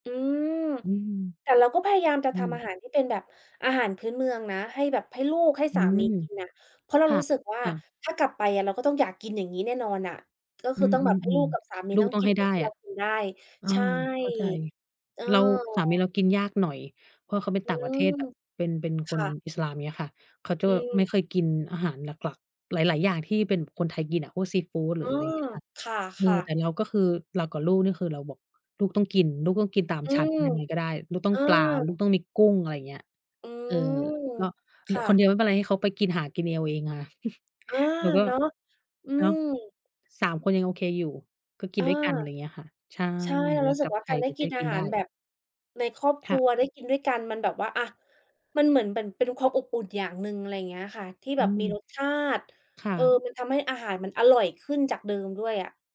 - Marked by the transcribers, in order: chuckle; tapping
- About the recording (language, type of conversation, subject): Thai, unstructured, คุณคิดว่าการรับประทานอาหารตามประเพณีช่วยให้ครอบครัวใกล้ชิดกันมากขึ้นไหม?
- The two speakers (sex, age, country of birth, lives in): female, 30-34, Thailand, United States; female, 35-39, Thailand, United States